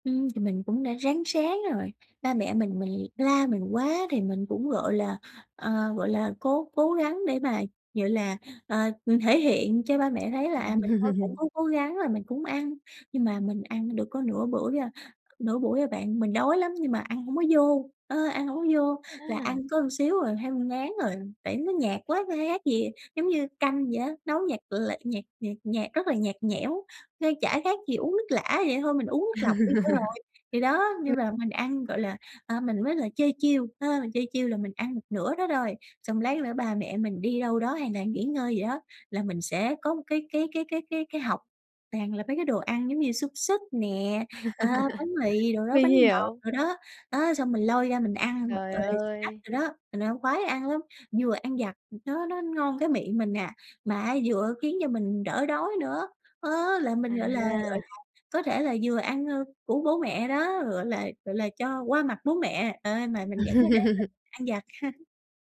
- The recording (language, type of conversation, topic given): Vietnamese, advice, Làm sao tôi có thể kiểm soát cơn thèm ăn đồ ăn chế biến?
- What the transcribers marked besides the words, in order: tapping; laughing while speaking: "Ừm"; laugh; laugh; in English: "snack"; laugh